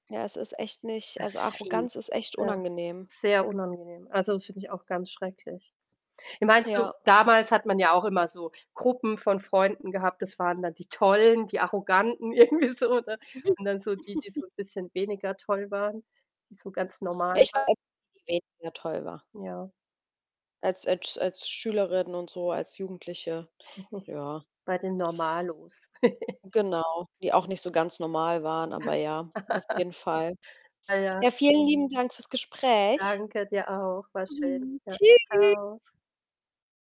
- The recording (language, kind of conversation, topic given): German, unstructured, Wann hört Selbstbewusstsein auf und wird zu Arroganz?
- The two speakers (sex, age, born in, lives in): female, 30-34, Italy, Germany; female, 40-44, Germany, France
- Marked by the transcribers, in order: static; other background noise; laughing while speaking: "irgendwie so"; distorted speech; chuckle; chuckle; giggle; unintelligible speech; giggle; other noise